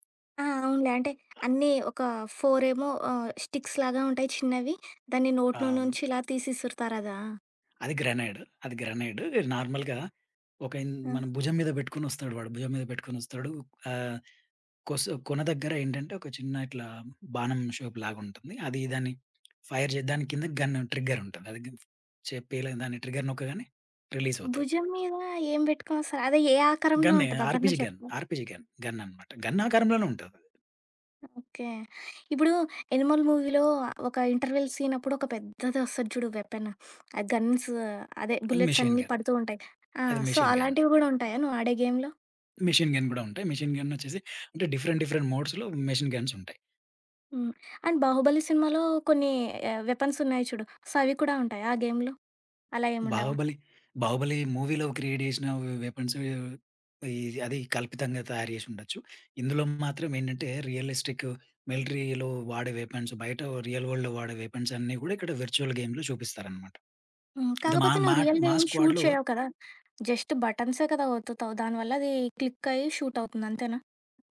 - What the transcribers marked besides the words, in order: other background noise; in English: "ఫోర్"; in English: "స్టిక్స్‌లాగా"; in English: "గ్రనేడ్"; in English: "గ్రనేడ్. నార్మల్‌గా"; tapping; in English: "ఫైర్"; in English: "గన్"; in English: "ట్రిగ్గర్"; in English: "ఆర్‌పీజీ గన్. ఆర్‌పీజీ గన్. గన్"; in English: "గన్"; in English: "మూవీలో"; in English: "ఇంటర్‌వెల్"; in English: "వెపన్. గన్స్"; sniff; in English: "మెషిన్ గన్"; in English: "సో"; in English: "మెషిన్ గన్"; in English: "గేమ్‌లో?"; in English: "మిషిన్ గన్"; in English: "మిషిన్"; in English: "డిఫరెంట్ డిఫరెంట్ మోడ్స్‌లో మిషిన్"; in English: "అండ్"; in English: "సో"; in English: "గేమ్‌లో?"; in English: "మూవీ‌లో క్రియేట్"; in English: "వెపన్స్"; in English: "రియలిస్టిక్ మిలిటరీ‌లో"; in English: "వెపన్స్"; in English: "రియల్ వరల్డ్‌లో"; in English: "వెపన్స్"; in English: "వర్చువల్ గేమ్‌లో"; in English: "స్క్వాడ్‌లో"; in English: "రియల్‌గా"; in English: "షూట్"; in English: "జస్ట్ బటన్సే"
- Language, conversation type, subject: Telugu, podcast, హాబీని ఉద్యోగంగా మార్చాలనుకుంటే మొదట ఏమి చేయాలి?